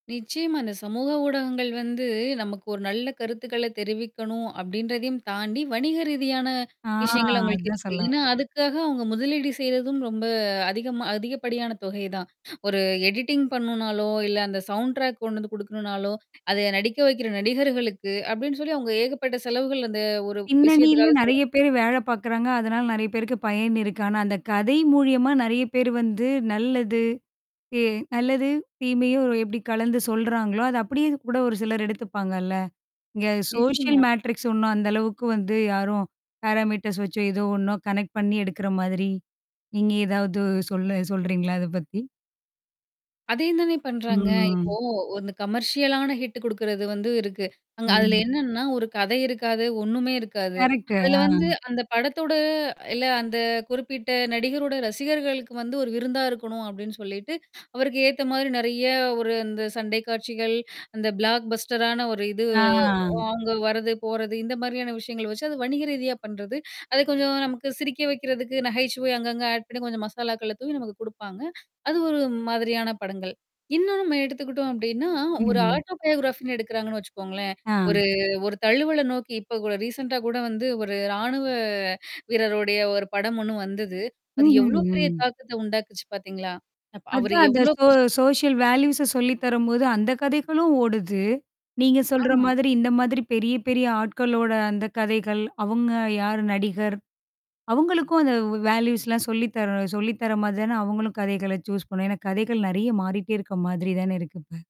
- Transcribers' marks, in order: drawn out: "வந்து"; static; distorted speech; other noise; in English: "எடிட்டிங்"; in English: "சவுண்ட் ட்ராக்"; in English: "சோசியல் மேட்ரிக்ஸ்"; tapping; in English: "பாரமீட்டர்ஸ்"; in English: "கனெக்ட்"; drawn out: "ம்"; in English: "கமர்ஷியலான ஹிட்"; drawn out: "ம்"; in English: "கரெக்ட்டு"; drawn out: "படத்தோட"; in English: "பிளாக் பஸ்டரான"; drawn out: "இது"; "அவுங்க" said as "ஓங்க"; drawn out: "ஆ"; in English: "ஆட்"; drawn out: "அப்பழடின்னா"; mechanical hum; drawn out: "ம்"; in English: "ஆட்டோ பயோகிராபின்னு"; in English: "ரீசென்ட்டா"; drawn out: "ராணுவ"; in English: "சோஷியல் வேல்யூஸ"; in English: "வேல்யூஸ்லாம்"; in English: "சூஸ்"
- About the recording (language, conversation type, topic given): Tamil, podcast, சமூக ஊடகங்களின் வருகை தொலைக்காட்சி கதைசொல்லலை எப்படிப் மாற்றியுள்ளது?